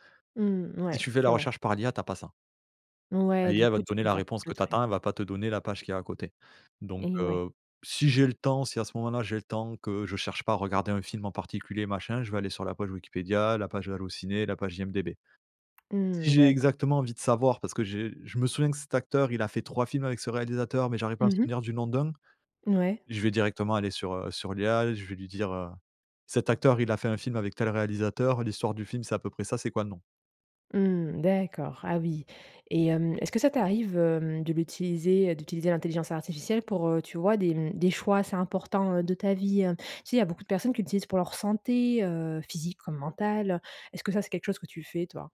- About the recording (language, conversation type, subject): French, podcast, Penses-tu que l’intelligence artificielle va changer notre quotidien ?
- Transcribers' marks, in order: other background noise; tapping; stressed: "santé"